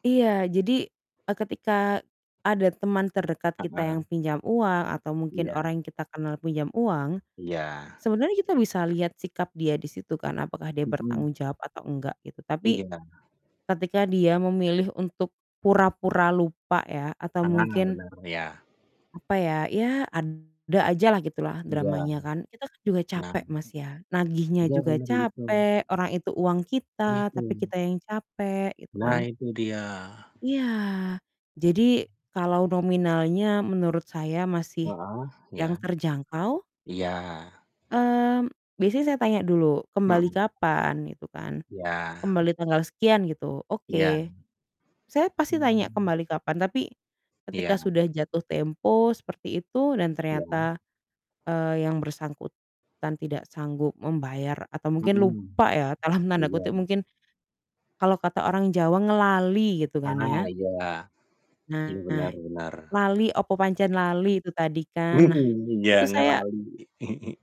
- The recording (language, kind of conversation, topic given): Indonesian, unstructured, Apa pengalaman paling mengejutkan yang pernah kamu alami terkait uang?
- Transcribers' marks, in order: static; distorted speech; tapping; other background noise; in Javanese: "ngelali"; in Javanese: "lali, opo pancen lali"; laughing while speaking: "Mhm"; in Javanese: "ngelali"; chuckle